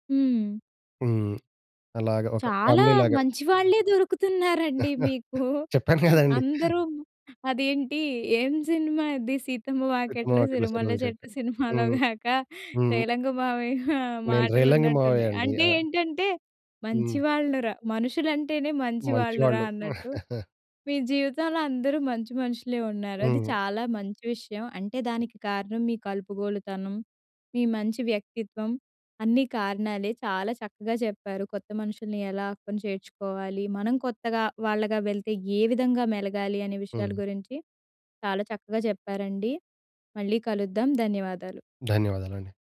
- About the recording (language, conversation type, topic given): Telugu, podcast, కొత్త సభ్యులను జట్టులో సమర్థవంతంగా ఎలా చేర్చుతారు?
- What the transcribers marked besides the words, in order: tapping; in English: "ఫ్యామిలీలాగా"; laughing while speaking: "చెప్పాను కదండి!"; laughing while speaking: "మీకు"; laughing while speaking: "సినిమాలో గాక రేలంగి మావయ్య మాటలున్నట్టున్నాయి"; chuckle; other noise